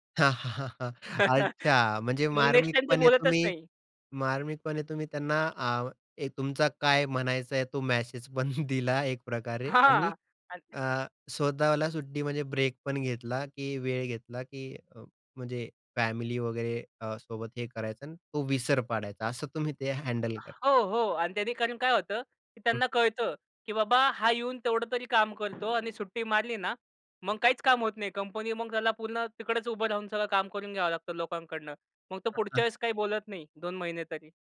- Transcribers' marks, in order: laughing while speaking: "मग नेक्स्ट टाईम ते बोलतच नाही"; laughing while speaking: "पण दिला"; tapping; other background noise
- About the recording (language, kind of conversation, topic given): Marathi, podcast, काम घरात घुसून येऊ नये यासाठी तुम्ही काय करता?